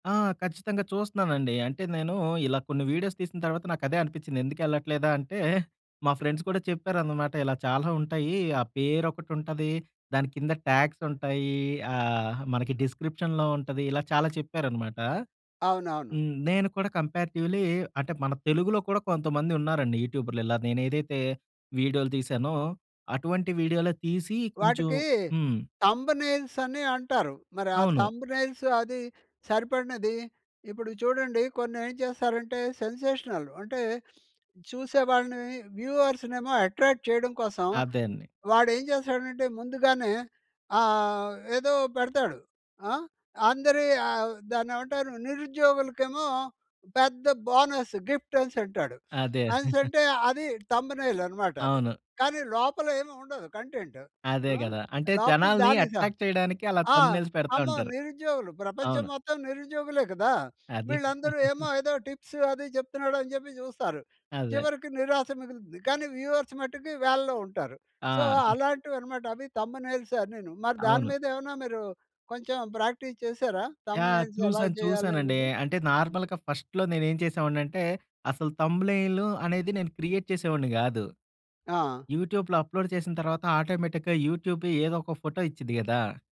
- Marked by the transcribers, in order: in English: "వీడియోస్"; in English: "ఫ్రెండ్స్"; in English: "ట్యాగ్స్"; in English: "డిస్‌క్రిప్షన్‌లో"; in English: "కంపేరేటివ్‌లీ"; in English: "థంబ్‌నెయిల్స్"; in English: "థంబ్‌నెయిల్స్"; in English: "సెన్సేషనల్"; sniff; in English: "వ్యూవర్స్"; in English: "అట్రాక్ట్"; in English: "బోనస్ గిఫ్ట్"; sniff; in English: "థంబ్‌నెయిల్"; chuckle; in English: "కంటెంట్"; in English: "అట్రాక్ట్"; sniff; in English: "థంబ్‌నెయిల్స్"; in English: "టిప్స్"; chuckle; in English: "వ్యూవర్స్"; in English: "సో"; in English: "థంబ్‌నెయిల్స్"; giggle; in English: "ప్రాక్టీస్"; in English: "థంబ్‌నెయిల్స్"; in English: "నార్మల్‌గా ఫస్ట్‌లో"; in English: "క్రియేట్"; in English: "యూట్యూబ్‌లో అప్లోడ్"; in English: "ఆటోమేటిక్‌గా"
- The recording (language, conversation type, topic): Telugu, podcast, స్వీయ అభ్యాసం కోసం మీ రోజువారీ విధానం ఎలా ఉంటుంది?